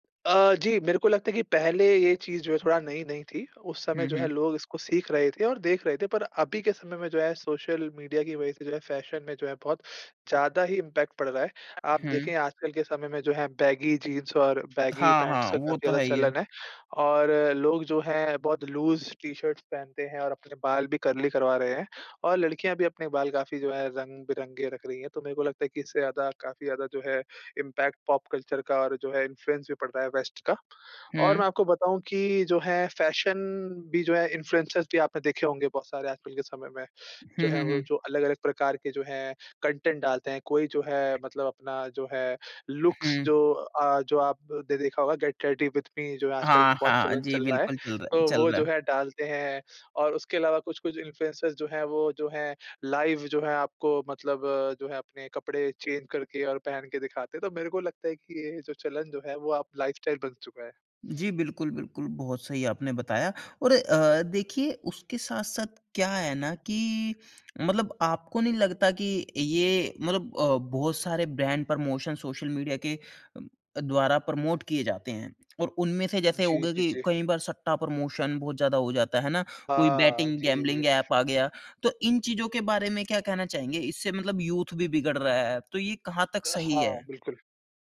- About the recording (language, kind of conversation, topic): Hindi, podcast, सोशल मीडिया के प्रभावक पॉप संस्कृति पर क्या असर डालते हैं?
- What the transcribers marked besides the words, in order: in English: "फैशन"; in English: "इम्पैक्ट"; in English: "बैगी पैंट्स"; in English: "लूज़ टी-शर्ट्स"; in English: "कर्ली"; in English: "इम्पैक्ट पॉप कल्चर"; in English: "इन्फ्लुएंस"; in English: "वेस्ट"; in English: "फैशन"; in English: "इन्फ्लुएंसर्स"; in English: "कंटेंट"; tapping; in English: "लुक्स"; in English: "गेट रेडी विद मी"; in English: "इन्फ्लुएंसर्स"; in English: "लाइव"; in English: "चेंज"; in English: "लाइफस्टाइल"; tongue click; in English: "ब्रांड प्रमोशन"; in English: "प्रमोट"; in English: "प्रमोशन"; in English: "बेटिंग गैंबलिंग"; in English: "यूथ"